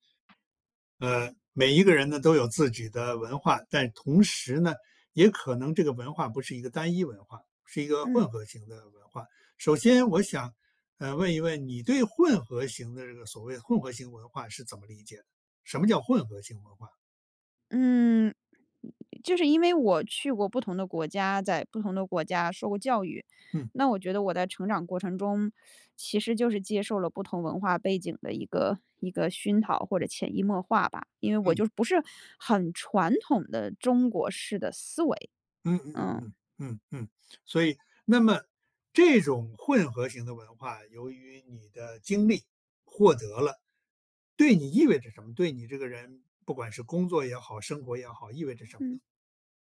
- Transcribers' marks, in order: other background noise; teeth sucking
- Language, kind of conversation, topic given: Chinese, podcast, 混合文化背景对你意味着什么？